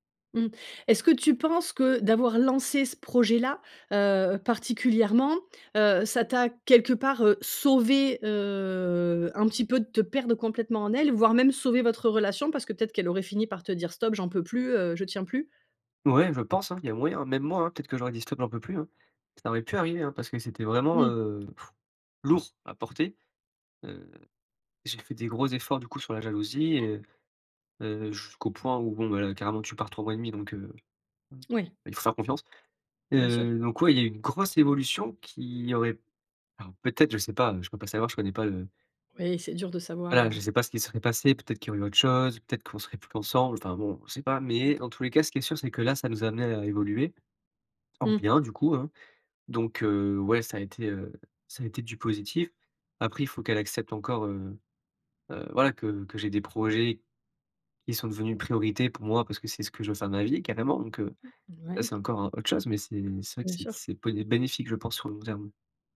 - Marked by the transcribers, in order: stressed: "pu"; stressed: "lourd"; other background noise; alarm
- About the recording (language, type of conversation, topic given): French, podcast, Qu’est-ce qui t’a aidé à te retrouver quand tu te sentais perdu ?